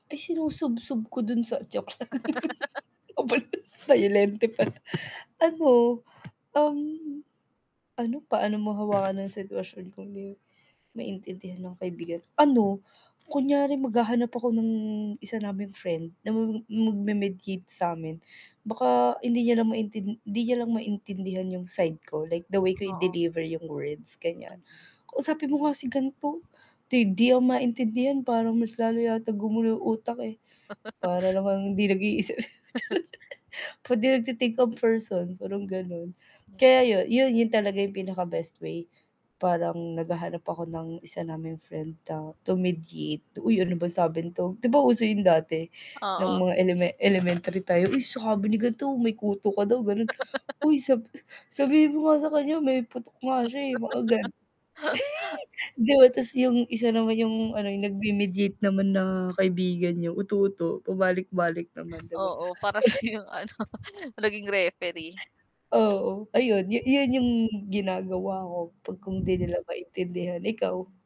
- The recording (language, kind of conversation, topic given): Filipino, unstructured, Paano mo sasabihin sa isang kaibigan na nasasaktan ka?
- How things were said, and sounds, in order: static; wind; laughing while speaking: "joke lang bayo bayolente pala"; laugh; mechanical hum; tapping; other background noise; distorted speech; laugh; chuckle; laughing while speaking: "nag-iisip, charot"; laugh; chuckle; chuckle; laughing while speaking: "siya yung ano"; unintelligible speech; chuckle